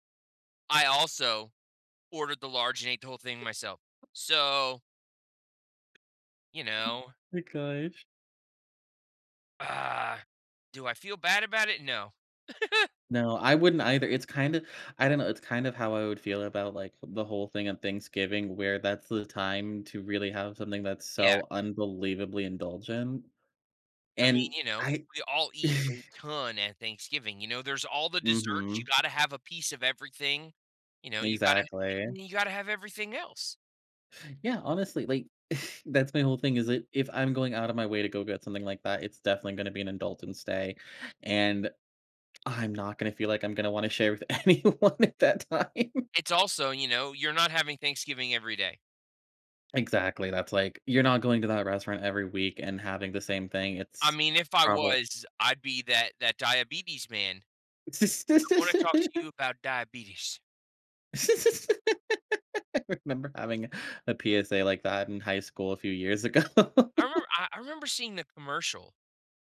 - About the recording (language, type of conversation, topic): English, unstructured, How should I split a single dessert or shared dishes with friends?
- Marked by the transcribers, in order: other background noise; tapping; chuckle; stressed: "ton"; chuckle; unintelligible speech; chuckle; laughing while speaking: "anyone at that time"; put-on voice: "I wanna talk to you about diabetes"; laugh; laugh; laughing while speaking: "ago"; laugh